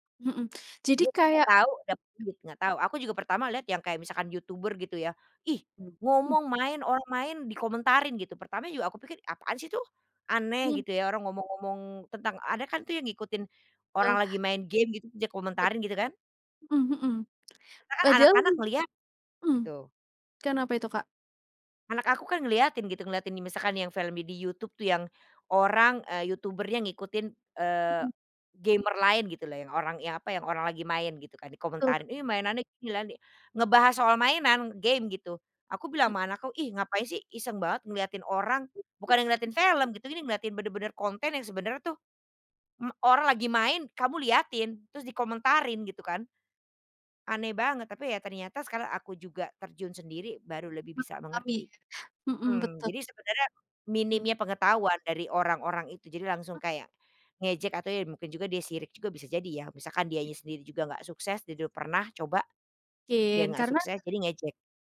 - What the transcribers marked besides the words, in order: other background noise; in English: "YouTuber"; in English: "YouTuber-nya"; in English: "gamer"; other noise
- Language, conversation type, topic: Indonesian, unstructured, Bagaimana perasaanmu kalau ada yang mengejek hobimu?